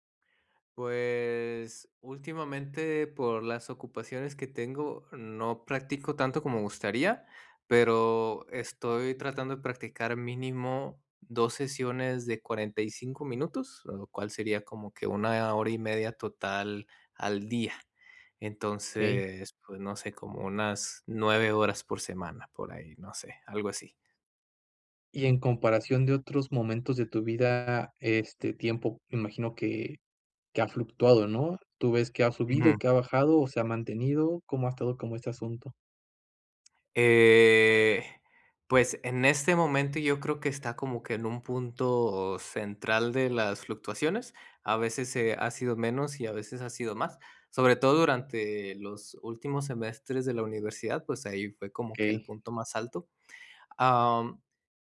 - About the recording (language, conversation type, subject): Spanish, advice, ¿Cómo puedo mantener mi práctica cuando estoy muy estresado?
- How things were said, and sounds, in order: drawn out: "Pues"